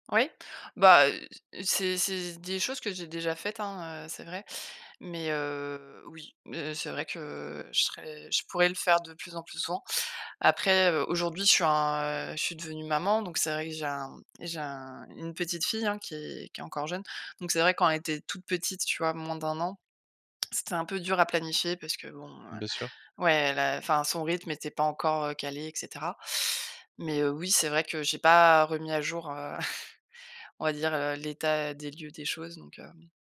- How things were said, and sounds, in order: chuckle
- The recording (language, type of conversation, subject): French, advice, Comment maintenir une amitié forte malgré la distance ?